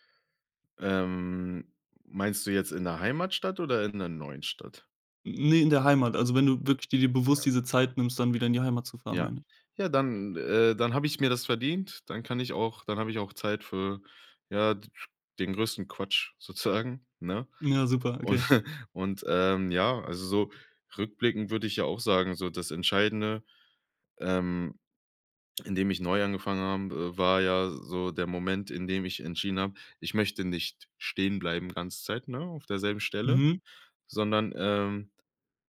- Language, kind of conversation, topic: German, podcast, Wie hast du einen Neuanfang geschafft?
- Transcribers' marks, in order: drawn out: "Ähm"; laughing while speaking: "sozusagen"; laughing while speaking: "Und"